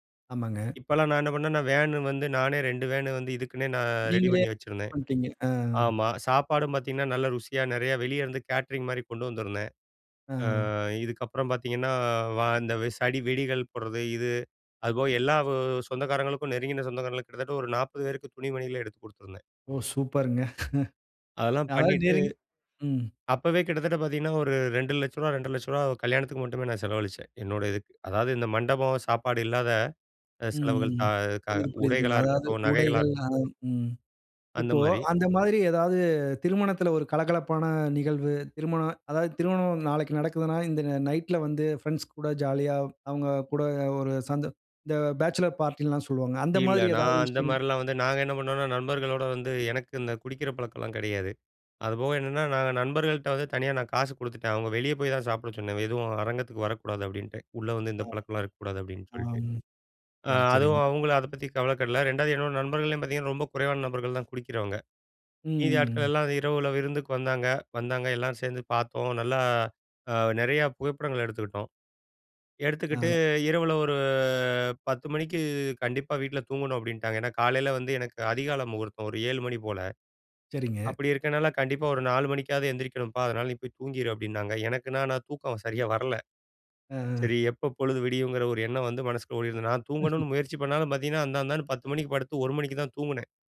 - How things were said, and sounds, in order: drawn out: "நான்"; chuckle; drawn out: "ம்"; in English: "பேச்சிலர் பார்ட்டில்லாம்"; "கவலைப்படவில்லை" said as "கவலக்கெடல"; drawn out: "ஒரு"; laughing while speaking: "சரியா வரல"; chuckle
- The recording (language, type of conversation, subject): Tamil, podcast, உங்கள் திருமண நாளின் நினைவுகளை சுருக்கமாக சொல்ல முடியுமா?